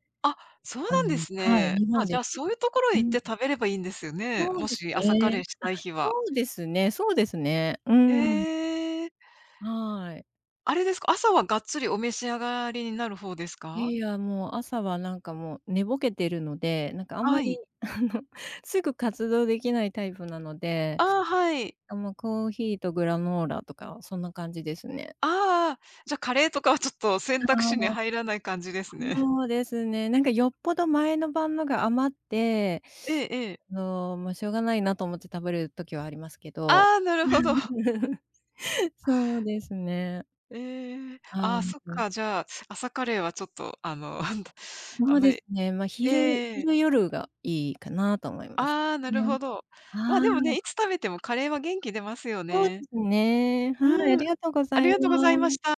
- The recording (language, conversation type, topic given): Japanese, unstructured, 食べると元気が出る料理はありますか？
- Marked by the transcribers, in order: laughing while speaking: "あの"; laugh